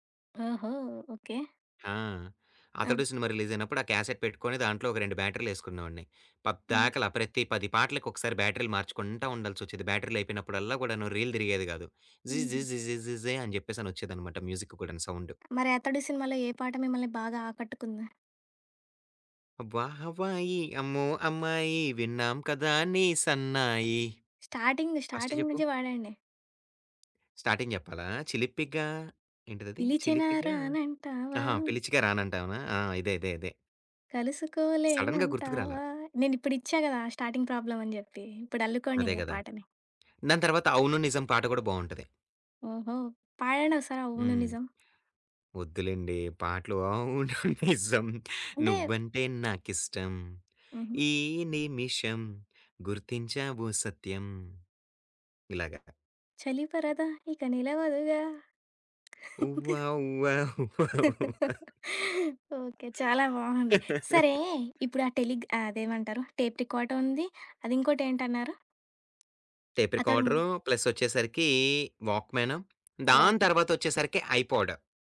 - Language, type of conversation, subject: Telugu, podcast, కొత్త పాటలను సాధారణంగా మీరు ఎక్కడి నుంచి కనుగొంటారు?
- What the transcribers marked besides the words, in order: tapping; in English: "క్యాసెట్"; in English: "పది"; in English: "రీల్"; in English: "మ్యూజిక్"; singing: "అబ్బా! హవాయి అమ్మో! అమ్మాయి విన్నాం కదా నీ సన్నాయి"; in English: "ఫస్ట్"; in English: "స్టార్టింగ్ స్టార్టింగ్"; in English: "స్టార్టింగ్"; singing: "పిలిచిన రానంటావా?"; singing: "కలుసుకోలేనంటావా?"; in English: "సడెన్‌గా"; in English: "స్టార్టింగ్ ప్రాబ్లమ్"; other background noise; laughing while speaking: "అవును నిజం"; singing: "నువ్వంటే నాకిష్టం. ఈ నిమిషం గుర్తించావో సత్యం"; singing: "చలి పరద ఇక నిలవదుగా"; chuckle; singing: "వువా వువా వువా వువా"; laugh; laugh; in English: "టేప్ రికార్డర్"; in English: "వాక్మాన్"; in English: "వాక్మాన్"